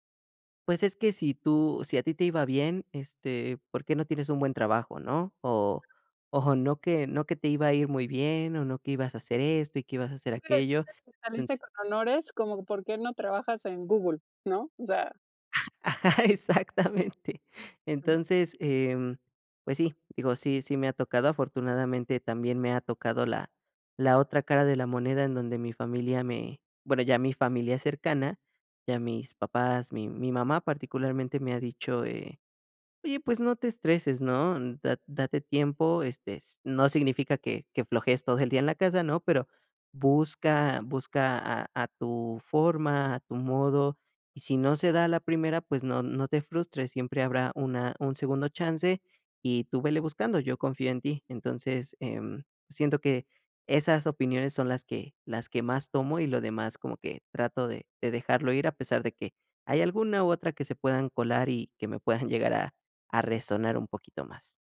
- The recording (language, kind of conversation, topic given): Spanish, podcast, ¿Qué significa para ti tener éxito?
- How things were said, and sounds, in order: giggle; other background noise; unintelligible speech; laughing while speaking: "Exactamente"; giggle